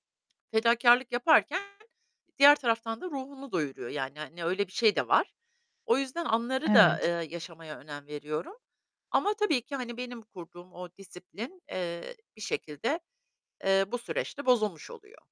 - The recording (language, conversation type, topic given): Turkish, advice, Uzaktaki partnerinizle ilişkinizi sürdürmekte en çok hangi zorlukları yaşıyorsunuz?
- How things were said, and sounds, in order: distorted speech; static